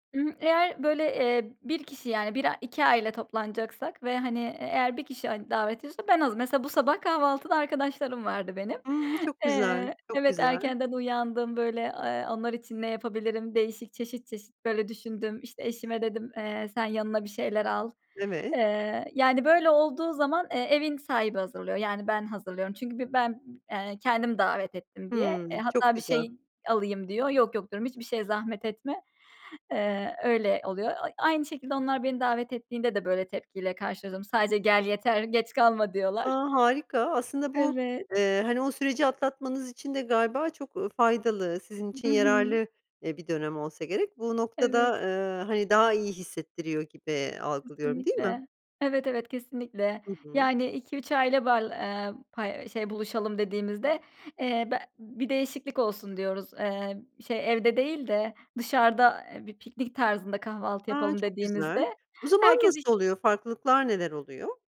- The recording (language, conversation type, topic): Turkish, podcast, Sabah uyandığınızda ilk yaptığınız şeyler nelerdir?
- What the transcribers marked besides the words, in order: other background noise